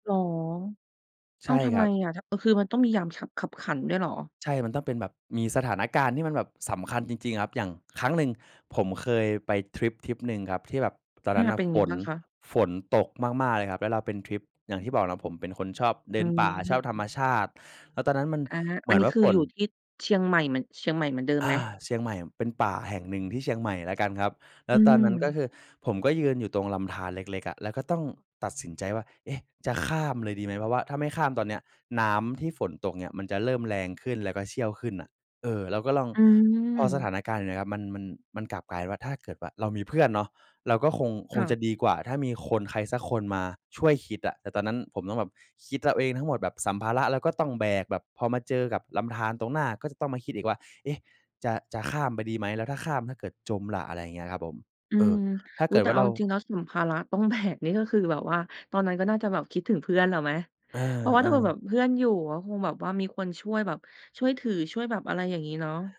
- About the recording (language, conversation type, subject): Thai, podcast, ข้อดีข้อเสียของการเที่ยวคนเดียว
- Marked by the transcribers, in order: other background noise; laughing while speaking: "แบก"